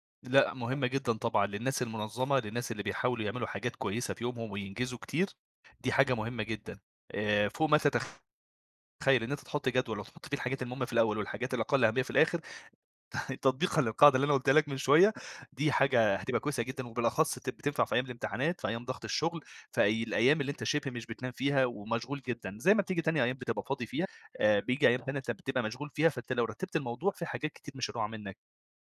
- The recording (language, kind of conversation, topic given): Arabic, podcast, إزاي تتغلب على الكسل والمماطلة؟
- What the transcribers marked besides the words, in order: tapping; other background noise; laughing while speaking: "تطبيقًا للقاعدة اللي أنا قولتها لك من شويّة"